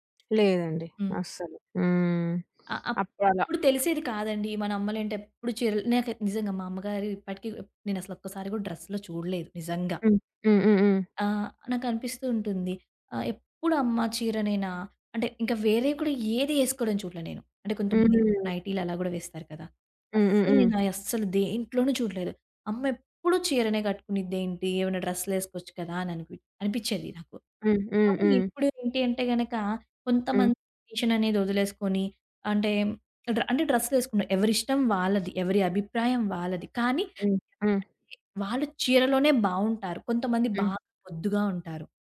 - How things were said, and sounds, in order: tapping; in English: "డ్రెస్‌లో"; in English: "ట్రెడిషన్"
- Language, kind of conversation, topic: Telugu, podcast, మీకు శారీ లేదా కుర్తా వంటి సాంప్రదాయ దుస్తులు వేసుకుంటే మీ మనసులో ఎలాంటి భావాలు కలుగుతాయి?
- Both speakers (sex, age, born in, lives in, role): female, 20-24, India, India, guest; female, 25-29, India, India, host